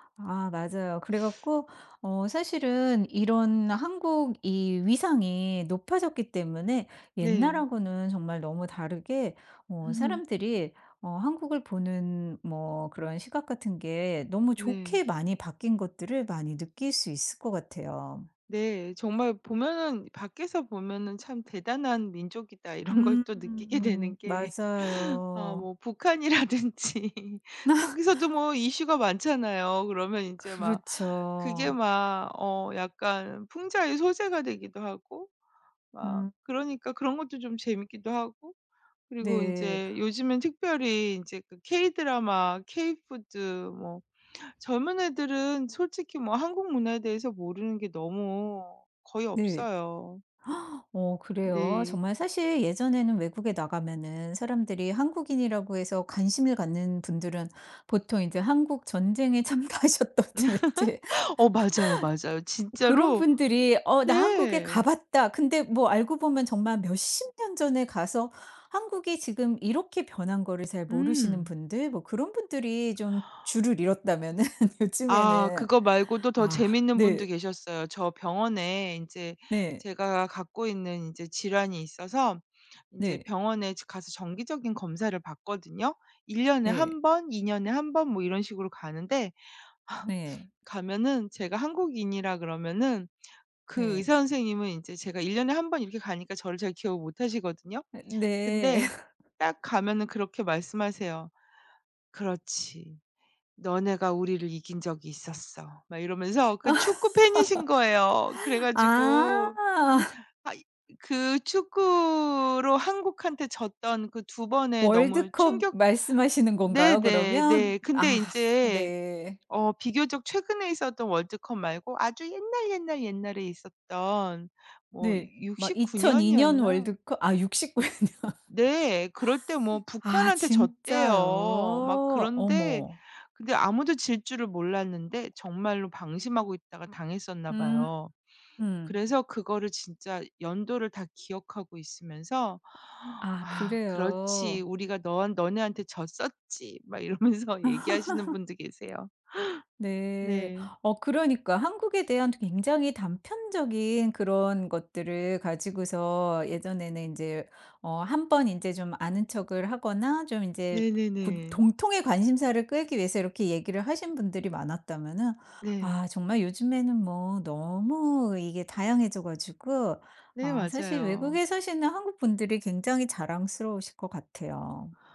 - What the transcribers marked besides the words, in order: tapping; laugh; laughing while speaking: "이런"; laughing while speaking: "되는 게"; laughing while speaking: "북한이라든지"; laugh; in English: "K-Drama, K food"; gasp; laughing while speaking: "참가하셨다든지"; laugh; laughing while speaking: "이뤘다면은"; laugh; laugh; laugh; laugh; laughing while speaking: "육십구 년"; gasp; laughing while speaking: "이러면서"; laugh; "공통의" said as "동통의"
- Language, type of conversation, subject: Korean, podcast, 현지인들과 친해지게 된 계기 하나를 솔직하게 이야기해 주실래요?